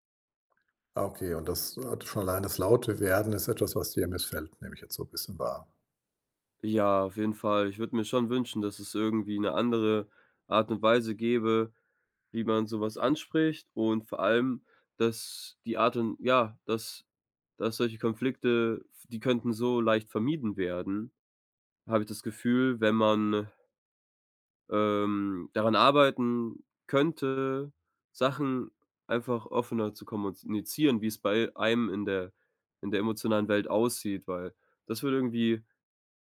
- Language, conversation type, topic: German, advice, Wie finden wir heraus, ob unsere emotionalen Bedürfnisse und Kommunikationsstile zueinander passen?
- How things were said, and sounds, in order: "kommunizieren" said as "kommonizieren"